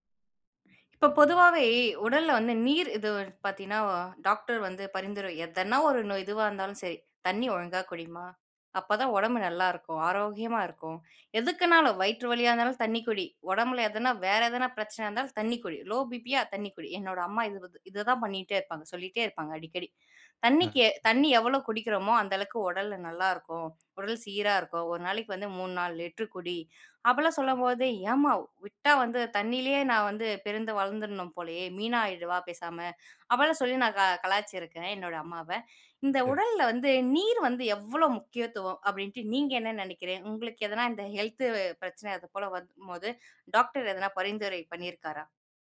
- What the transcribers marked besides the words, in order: unintelligible speech; in English: "லோ பி.பி. யா"; "நெனைக்கிறீங்க" said as "நெனைக்கிறேன்"; "வரும்" said as "வது"
- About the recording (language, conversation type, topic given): Tamil, podcast, உங்கள் உடலுக்கு போதுமான அளவு நீர் கிடைக்கிறதா என்பதைக் எப்படி கவனிக்கிறீர்கள்?